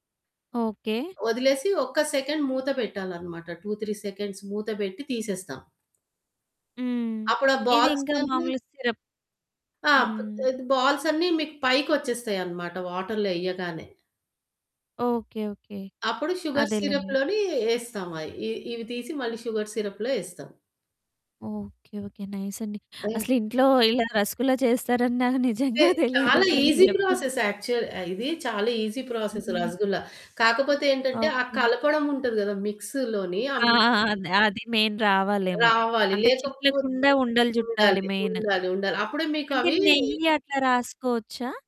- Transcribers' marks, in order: in English: "సెకండ్"; in English: "టూ త్రీ సెకండ్స్"; in English: "వాటర్‌లో"; in English: "షుగర్ సిరప్"; in English: "షుగర్ సిరప్ లో"; in English: "నైస్"; laughing while speaking: "ఇలా రసగుల్లా చేస్తారని నాకు నిజంగా తెలీదు ఇప్పుడు మీరు చెప్పింది"; in English: "ఈసీ ప్రాసెస్ యాక్చువల్"; in English: "ఈసీ ప్రాసెస్"; in English: "మిక్స్"; distorted speech; in English: "మెయిన్"; in English: "మెయిన్"
- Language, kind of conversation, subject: Telugu, podcast, పండుగ వంటలను మీరు ఎలా ముందుగానే ప్రణాళిక చేసుకుంటారు, చెప్పగలరా?